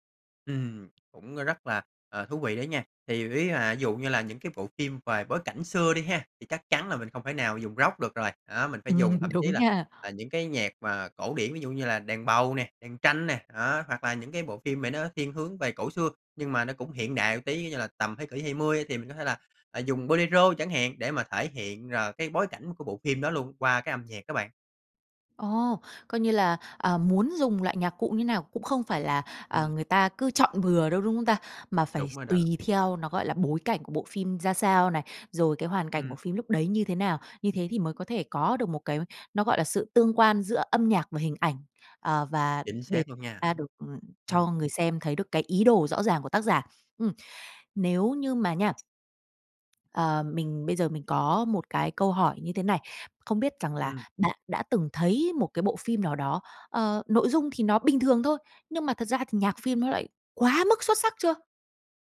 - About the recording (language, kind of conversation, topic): Vietnamese, podcast, Âm nhạc thay đổi cảm xúc của một bộ phim như thế nào, theo bạn?
- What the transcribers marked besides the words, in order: tapping; laughing while speaking: "đúng nha"; in Spanish: "Bolero"